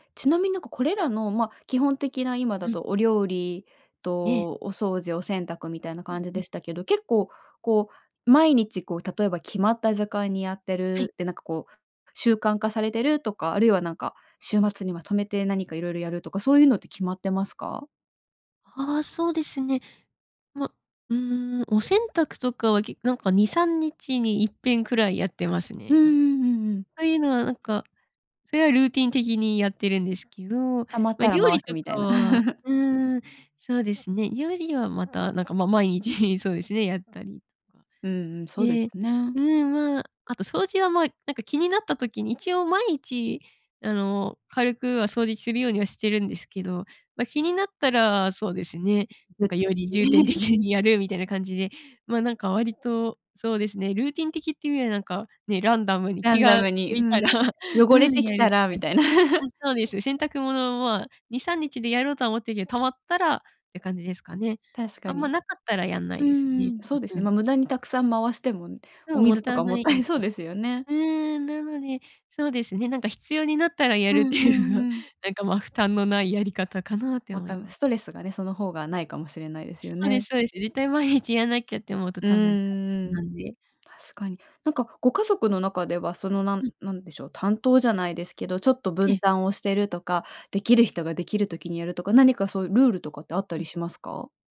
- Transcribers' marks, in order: "時間" said as "じゃかん"; laugh; unintelligible speech; laugh; laughing while speaking: "気が向いたら"; laugh; laugh; chuckle
- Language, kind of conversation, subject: Japanese, podcast, 家事のやりくりはどう工夫していますか？